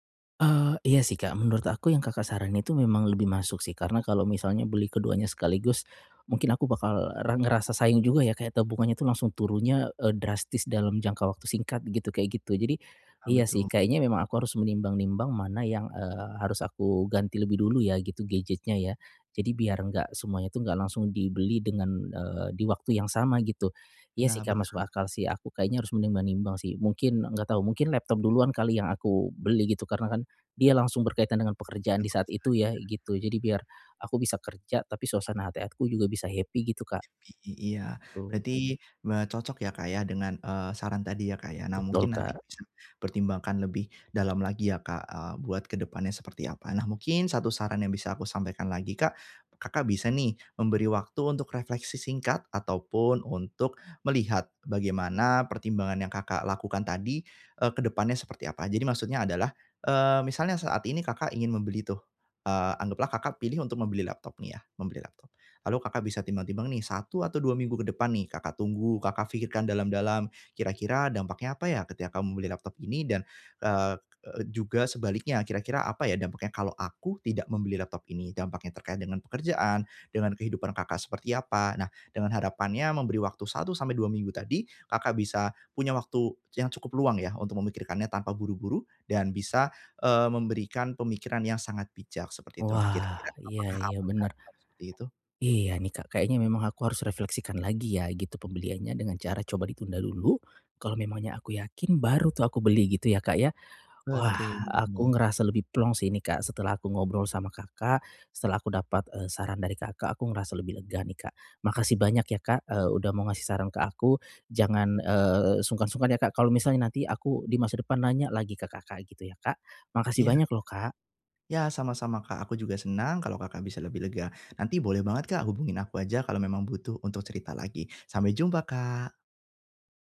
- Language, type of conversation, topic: Indonesian, advice, Bagaimana menetapkan batas pengeluaran tanpa mengorbankan kebahagiaan dan kualitas hidup?
- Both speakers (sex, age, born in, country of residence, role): male, 25-29, Indonesia, Indonesia, advisor; male, 35-39, Indonesia, Indonesia, user
- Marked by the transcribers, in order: other background noise; in English: "Happy"; in English: "happy"; tapping